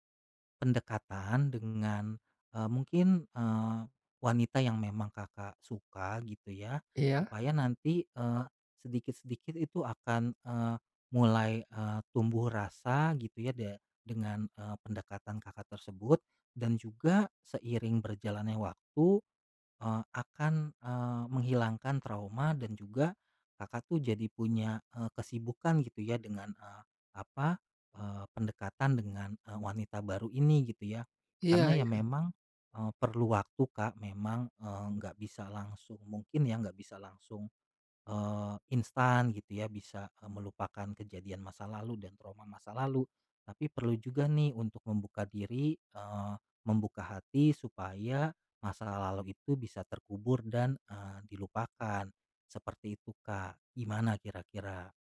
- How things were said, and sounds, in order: "lalu" said as "lalalu"
- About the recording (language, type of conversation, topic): Indonesian, advice, Bagaimana cara mengatasi rasa takut memulai hubungan baru setelah putus karena khawatir terluka lagi?